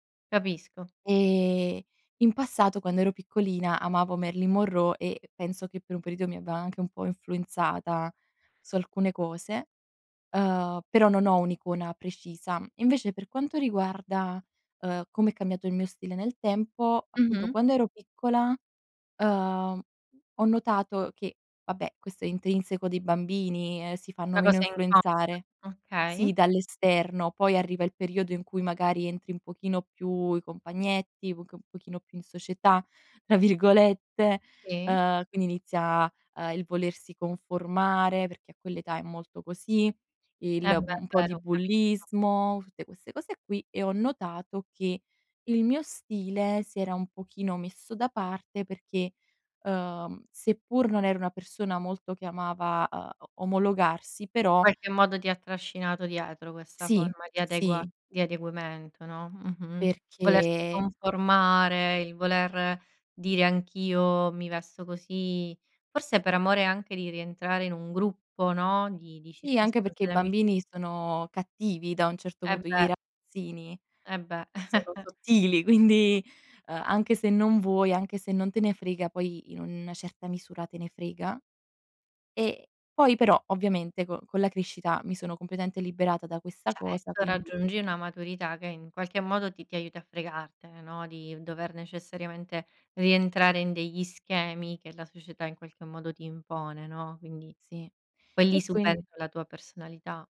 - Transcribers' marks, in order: laughing while speaking: "tra virgolette"; laughing while speaking: "quindi"; chuckle
- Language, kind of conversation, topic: Italian, podcast, Come influiscono i social sul modo di vestirsi?
- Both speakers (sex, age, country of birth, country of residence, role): female, 20-24, Italy, Italy, guest; female, 30-34, Italy, Italy, host